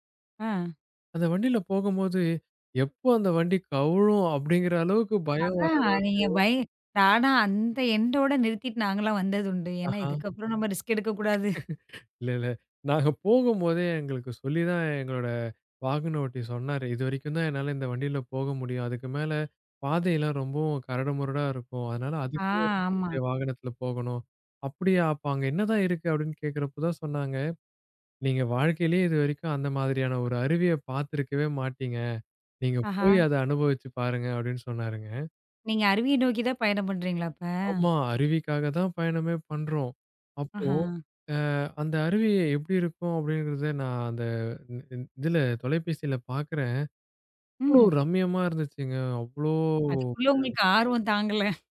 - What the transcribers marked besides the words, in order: other noise; other background noise; in another language: "என்டோட"; in another language: "ரிஸ்க்"; laugh; chuckle; drawn out: "அவ்ளோ"; chuckle
- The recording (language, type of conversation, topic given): Tamil, podcast, இயற்கையில் நேரம் செலவிடுவது உங்கள் மனநலத்திற்கு எப்படி உதவுகிறது?